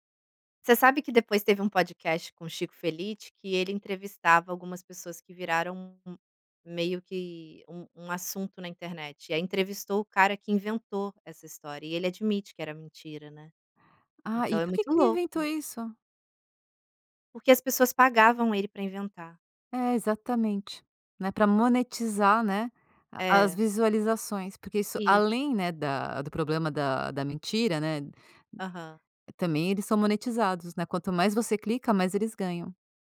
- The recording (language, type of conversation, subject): Portuguese, podcast, Quando é a hora de insistir e quando é melhor desistir?
- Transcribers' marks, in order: none